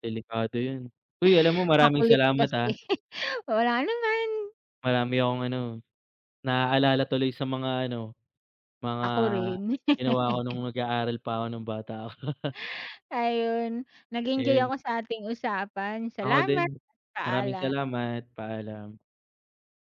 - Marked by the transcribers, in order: laughing while speaking: "kasi"; laugh; chuckle; other background noise; tapping
- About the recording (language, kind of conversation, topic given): Filipino, unstructured, Paano mo ikinukumpara ang pag-aaral sa internet at ang harapang pag-aaral, at ano ang pinakamahalagang natutuhan mo sa paaralan?